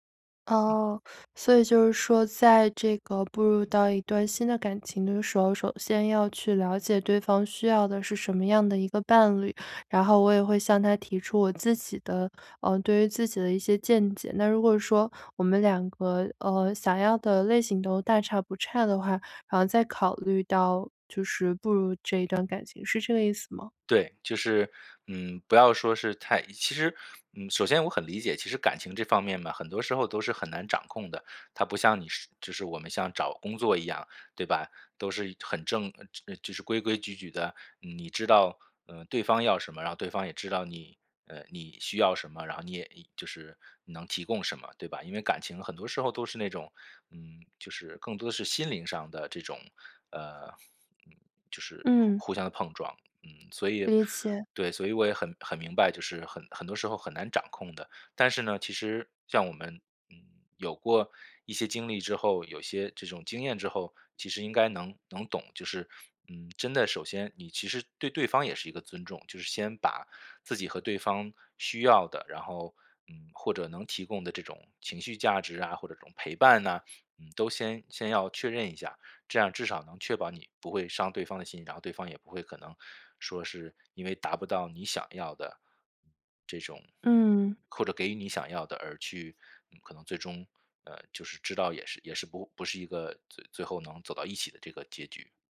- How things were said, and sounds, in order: none
- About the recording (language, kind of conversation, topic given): Chinese, advice, 我害怕再次受傷，該怎麼勇敢開始新的戀情？